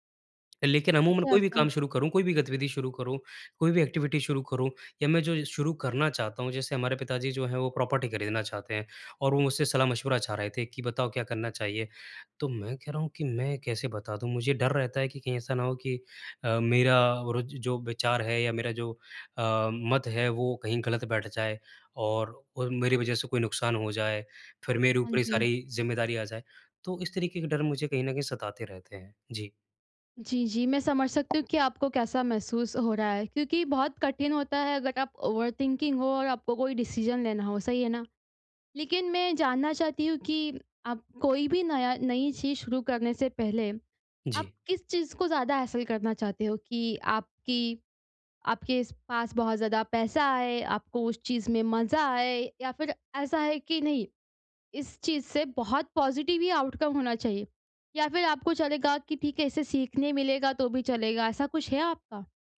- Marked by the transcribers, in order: tapping; in English: "एक्टिविटी"; in English: "प्रॉपर्टी"; in English: "ओवर थिंकिंग"; in English: "डिसीज़न"; in English: "हैसल"; in English: "पॉजिटिव"; in English: "आउटकम"
- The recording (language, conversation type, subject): Hindi, advice, नए शौक या अनुभव शुरू करते समय मुझे डर और असुरक्षा क्यों महसूस होती है?